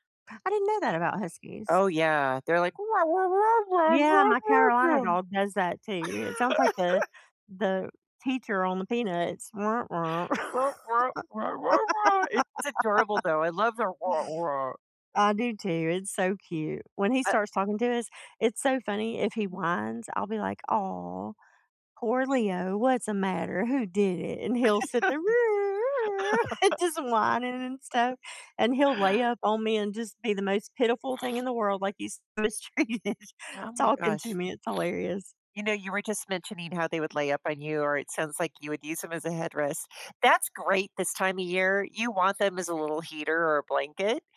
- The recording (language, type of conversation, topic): English, unstructured, What pet qualities should I look for to be a great companion?
- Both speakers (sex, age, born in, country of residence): female, 50-54, United States, United States; female, 60-64, United States, United States
- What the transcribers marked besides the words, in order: tapping; put-on voice: "Ra, ra, ra, ra, ra, ra, ra"; laugh; put-on voice: "Ra, ra, ra, ra, ra"; put-on voice: "Wah, wah"; laugh; put-on voice: "ra, ra"; other background noise; put-on voice: "Aw, poor Leo, what's a matter? Who did it?"; laugh; other noise; chuckle; chuckle; sniff; laughing while speaking: "mistreated"; sniff